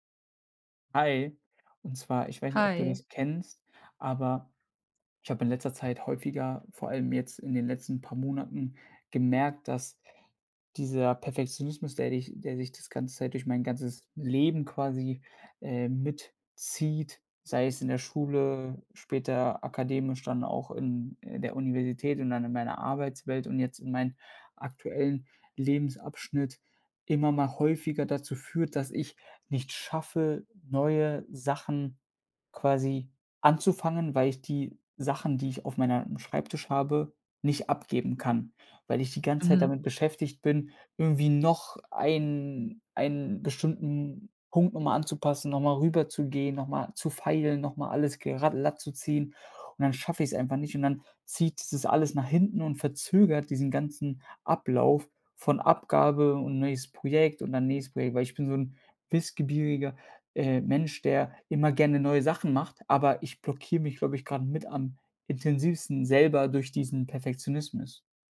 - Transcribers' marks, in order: stressed: "noch"; "wissbegieriger" said as "wissgebieriger"
- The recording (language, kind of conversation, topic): German, advice, Wie blockiert mich Perfektionismus bei der Arbeit und warum verzögere ich dadurch Abgaben?